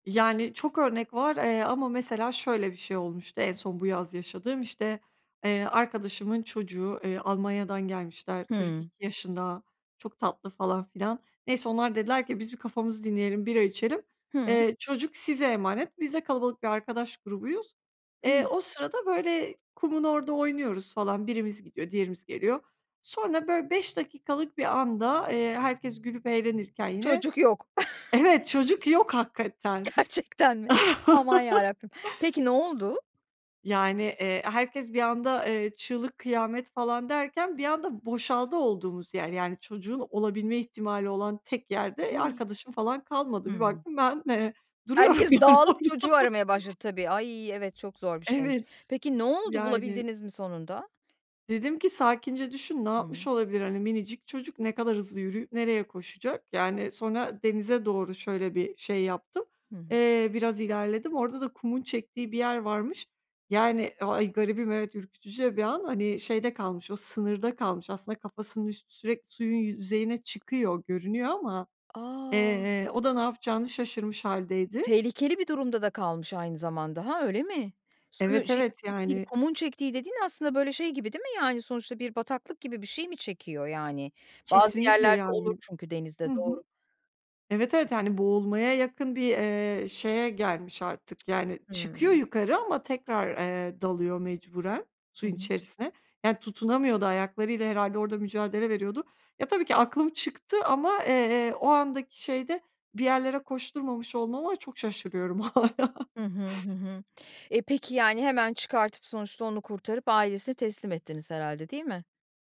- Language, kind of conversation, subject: Turkish, podcast, Kriz anlarında sakin kalmayı nasıl öğrendin?
- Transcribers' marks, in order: chuckle; other background noise; laughing while speaking: "Gerçekten mi?"; chuckle; gasp; laughing while speaking: "yani orada"; unintelligible speech; tapping; chuckle